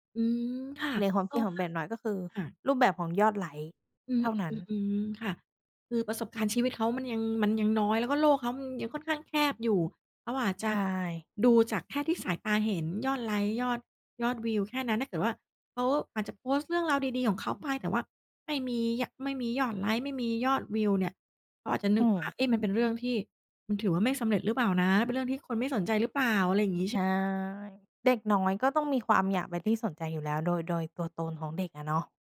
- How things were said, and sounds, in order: tapping
- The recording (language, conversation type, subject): Thai, podcast, สังคมออนไลน์เปลี่ยนความหมายของความสำเร็จอย่างไรบ้าง?